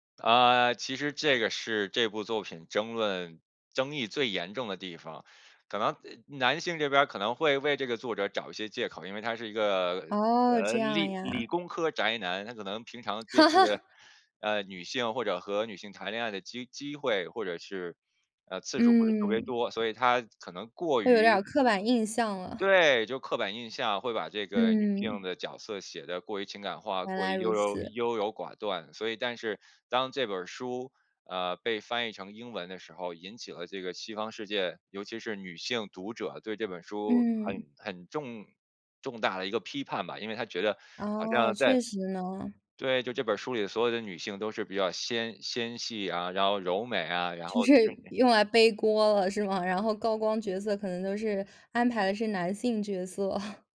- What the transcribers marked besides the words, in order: other noise; laugh; other background noise; laughing while speaking: "是"; laugh
- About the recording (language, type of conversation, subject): Chinese, podcast, 虚构世界是否改变过你对现实的看法？